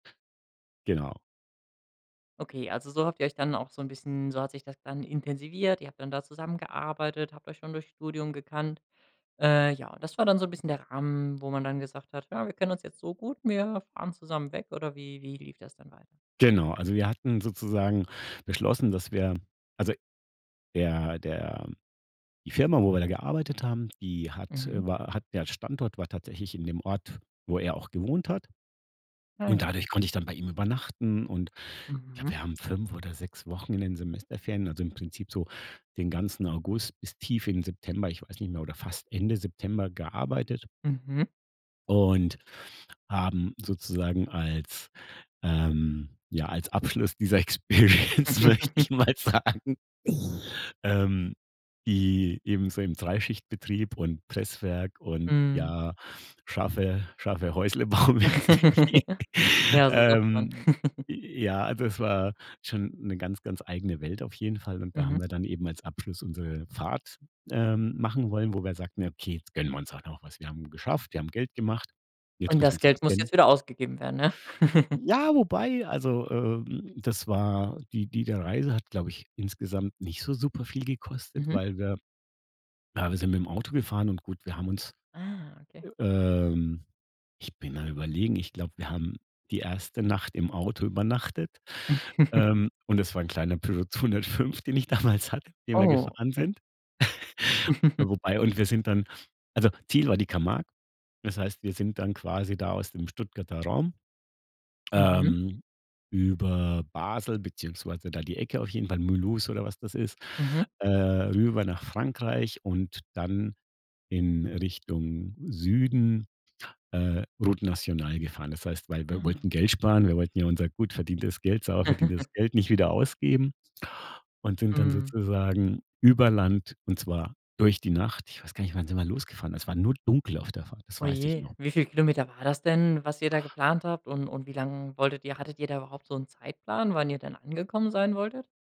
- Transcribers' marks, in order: laughing while speaking: "Experience, möchte ich mal sagen"; in English: "Experience"; laugh; laughing while speaking: "Häusle-Bau-mäßig"; laugh; laugh; laugh; put-on voice: "Ja, wobei"; other noise; chuckle; laughing while speaking: "zweihundertfünf, den ich damals hatte"; laugh; chuckle; giggle
- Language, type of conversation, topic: German, podcast, Gibt es eine Reise, die dir heute noch viel bedeutet?